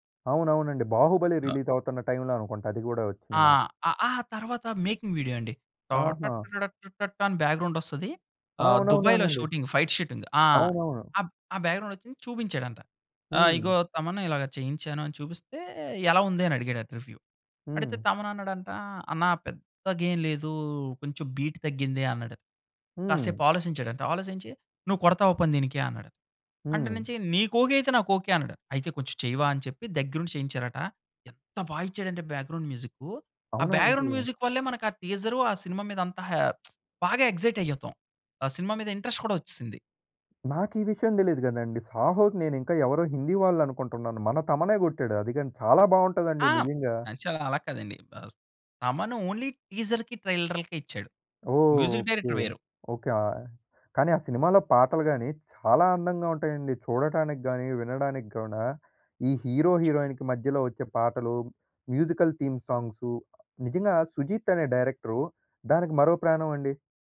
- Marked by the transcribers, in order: in English: "రిలీజ్"; other noise; in English: "మేకింగ్ వీడియో"; singing: "టా టటరడటం టాటాం"; in English: "బ్యాక్‌గ్రౌండ్"; in English: "షూటింగ్, ఫైట్ షూటింగ్"; in English: "బ్యాక్‌గ్రౌండ్"; in English: "రివ్యూ"; in English: "బీట్"; stressed: "ఎంత బాగా"; in English: "బ్యాక్‌గ్రౌండ్ మ్యూజిక్"; in English: "బ్యాక్‌గ్రౌండ్ మ్యూజిక్"; in English: "టీజర్"; lip smack; in English: "ఎగ్జైట్"; in English: "ఇంట్రెస్ట్"; in English: "యాక్చువల్‌గ"; in English: "ఓన్లీ టీజర్‌కి, ట్రైలర్‌లకే"; in English: "మ్యూజిక్ డైరెక్టర్"; in English: "హీరో, హీరోయిన్‌కి"; other background noise; in English: "మ్యూజికల్ థీమ్ సాంగ్స్"
- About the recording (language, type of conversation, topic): Telugu, podcast, ఒక సినిమాకు సంగీతం ఎంత ముఖ్యమని మీరు భావిస్తారు?